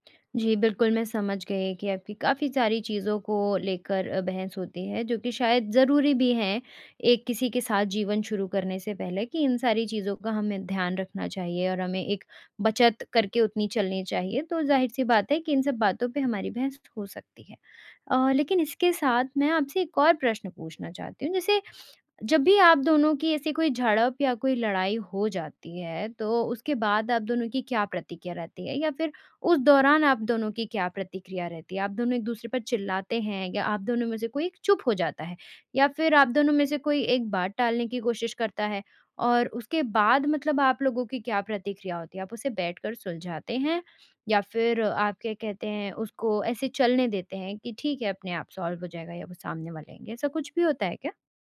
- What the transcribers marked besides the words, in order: in English: "सॉल्व"
- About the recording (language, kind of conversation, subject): Hindi, advice, क्या आपके साथी के साथ बार-बार तीखी झड़पें होती हैं?
- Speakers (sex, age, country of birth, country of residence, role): female, 20-24, India, India, advisor; male, 25-29, India, India, user